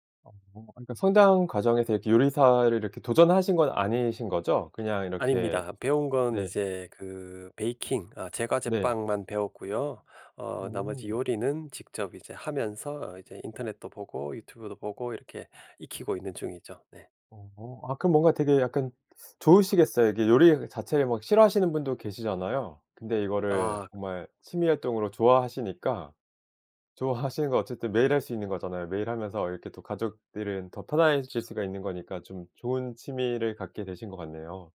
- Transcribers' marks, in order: in English: "베이킹"; other background noise; "편해질" said as "편하해질"
- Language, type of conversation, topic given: Korean, podcast, 주말을 알차게 보내는 방법은 무엇인가요?